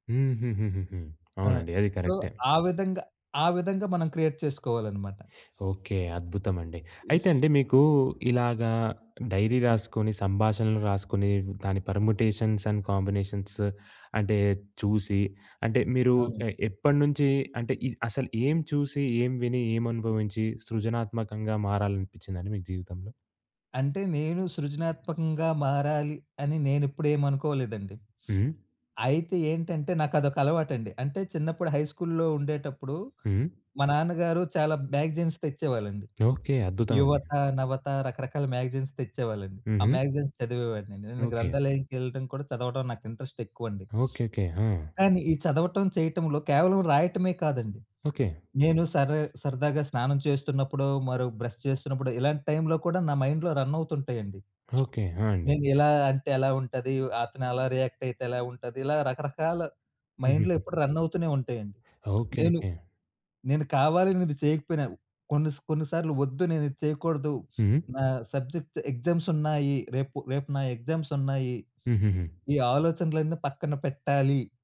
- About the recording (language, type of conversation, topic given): Telugu, podcast, సృజనకు స్ఫూర్తి సాధారణంగా ఎక్కడ నుంచి వస్తుంది?
- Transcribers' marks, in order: in English: "సో"; in English: "క్రియేట్"; other background noise; tapping; in English: "పర్ముటేషన్స్ అండ్ కాంబినేషన్స్"; sniff; in English: "హై స్కూల్లో"; in English: "మ్యాగజైన్స్"; in English: "మ్యాగజైన్స్"; in English: "మ్యాగజైన్స్"; in English: "బ్రష్"; in English: "మైండ్‌లో"; lip smack; in English: "రియాక్ట్"; in English: "మైండ్‌లో"; in English: "సబ్జెక్ట్"